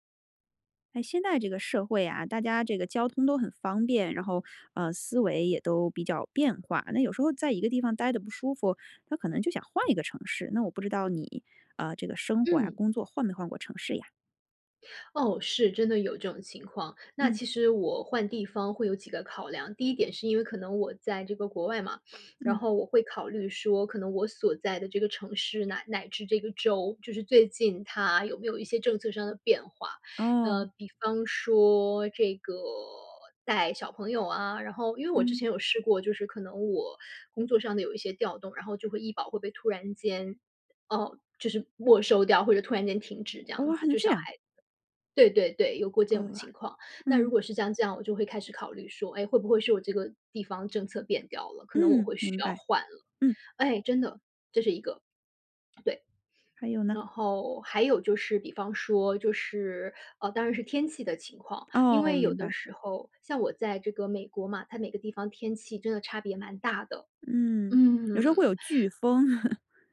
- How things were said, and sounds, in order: other noise; surprised: "哦，还能这样"; laugh
- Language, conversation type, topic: Chinese, podcast, 你是如何决定要不要换个城市生活的？